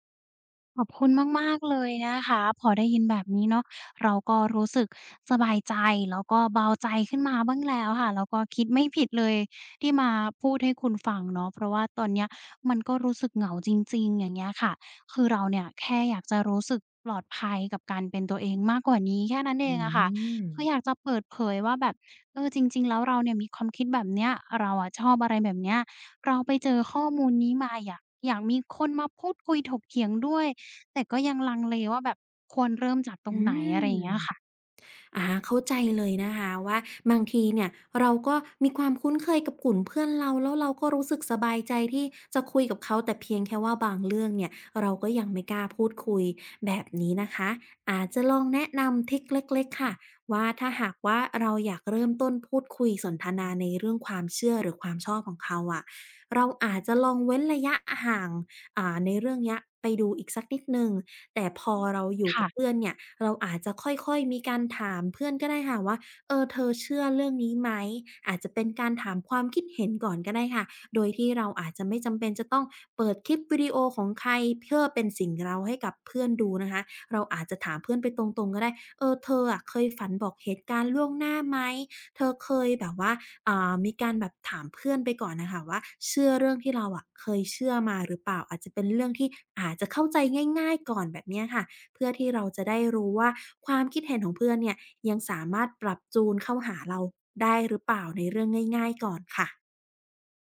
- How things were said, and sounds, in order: drawn out: "อืม"
- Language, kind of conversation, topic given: Thai, advice, คุณเคยต้องซ่อนความชอบหรือความเชื่อของตัวเองเพื่อให้เข้ากับกลุ่มไหม?